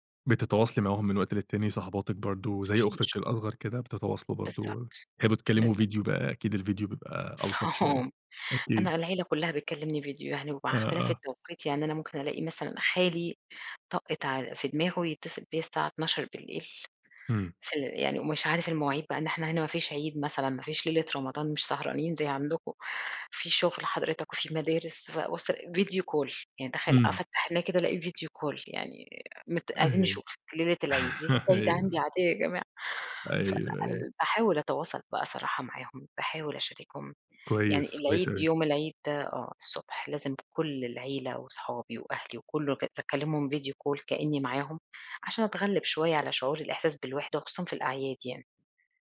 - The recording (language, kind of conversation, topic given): Arabic, podcast, إزاي بتتعامل مع إحساس الوحدة؟
- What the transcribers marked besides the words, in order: unintelligible speech; in English: "video call"; in English: "video call"; laugh; in English: "video call"